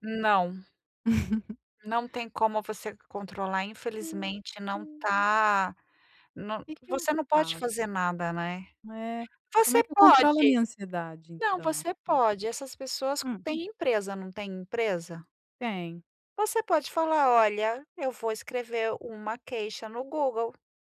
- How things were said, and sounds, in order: laugh; other noise; other background noise
- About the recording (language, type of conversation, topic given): Portuguese, advice, Como posso aceitar coisas fora do meu controle sem me sentir ansioso ou culpado?